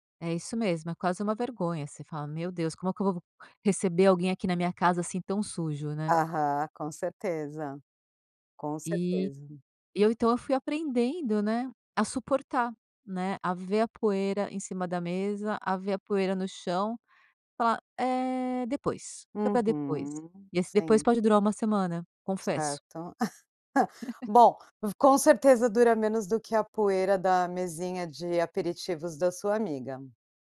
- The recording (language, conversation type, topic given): Portuguese, podcast, Como você evita distrações domésticas quando precisa se concentrar em casa?
- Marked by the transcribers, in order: laugh